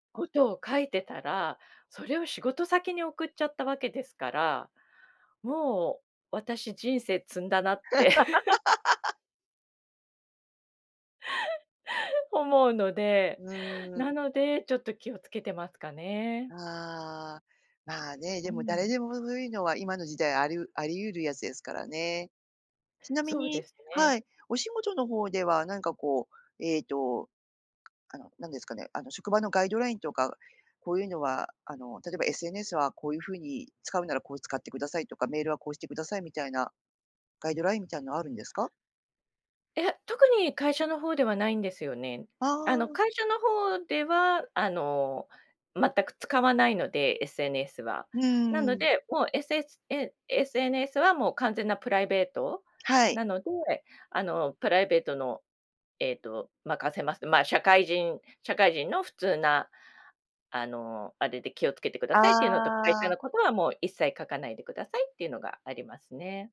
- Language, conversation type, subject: Japanese, podcast, SNSでの言葉づかいには普段どのくらい気をつけていますか？
- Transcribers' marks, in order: laugh; tapping